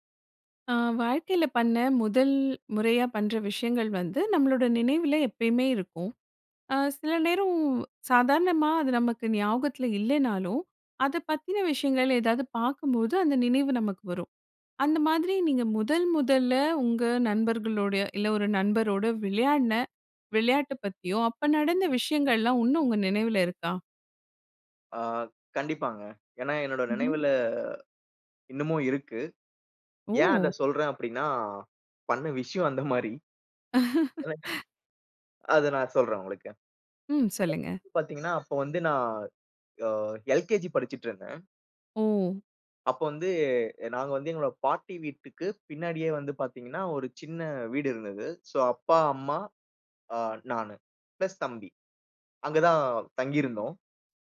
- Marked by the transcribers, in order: tapping; "இன்னும்" said as "உன்னும்"; other background noise; laughing while speaking: "அந்தமாரி!"; chuckle; laugh; unintelligible speech; in English: "சோ"; in English: "பிளஸ்"
- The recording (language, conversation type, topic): Tamil, podcast, உங்கள் முதல் நண்பருடன் நீங்கள் எந்த விளையாட்டுகளை விளையாடினீர்கள்?